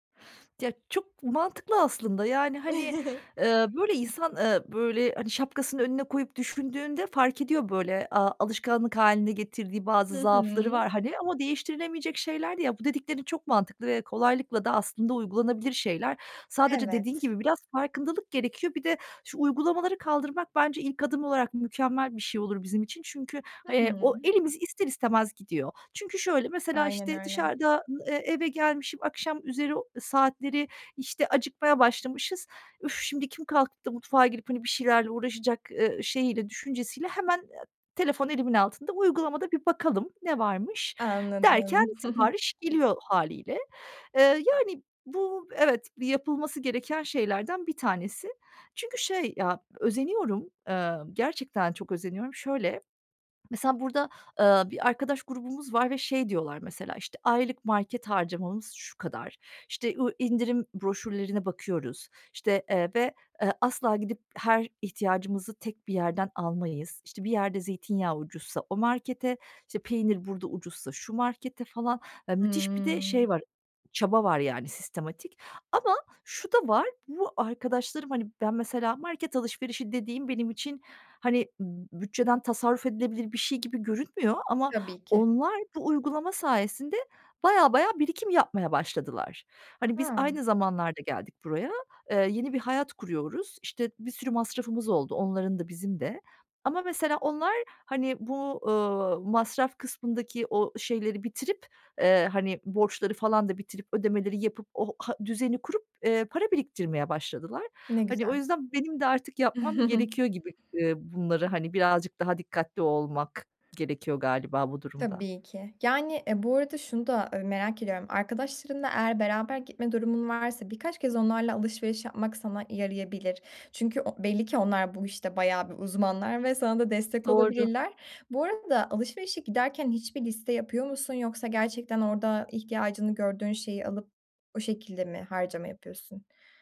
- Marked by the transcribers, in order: chuckle; tapping; giggle; other noise; other background noise; chuckle
- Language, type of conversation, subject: Turkish, advice, Bütçemi ve tasarruf alışkanlıklarımı nasıl geliştirebilirim ve israfı nasıl önleyebilirim?